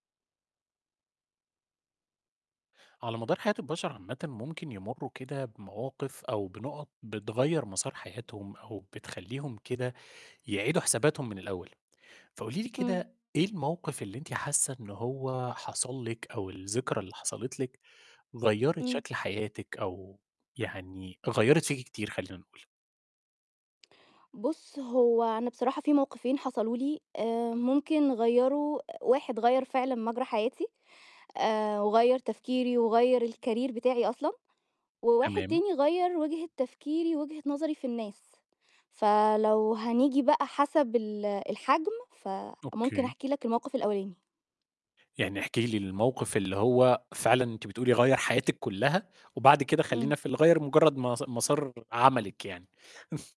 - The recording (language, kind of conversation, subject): Arabic, podcast, احكيلي عن موقف غيّر مجرى حياتك؟
- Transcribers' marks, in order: tapping; other noise; in English: "الcareer"; chuckle